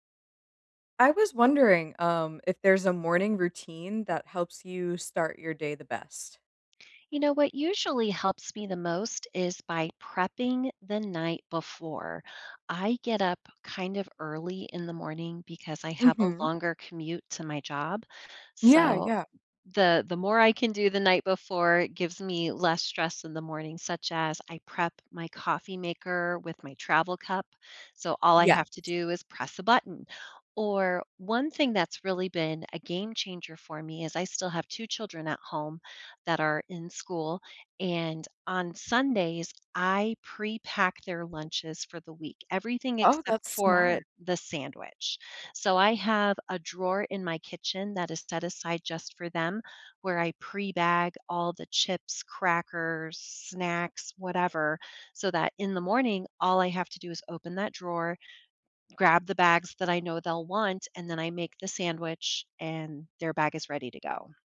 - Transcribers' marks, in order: other background noise
- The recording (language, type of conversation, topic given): English, unstructured, What morning routine helps you start your day best?
- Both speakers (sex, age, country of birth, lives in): female, 30-34, United States, United States; female, 45-49, United States, United States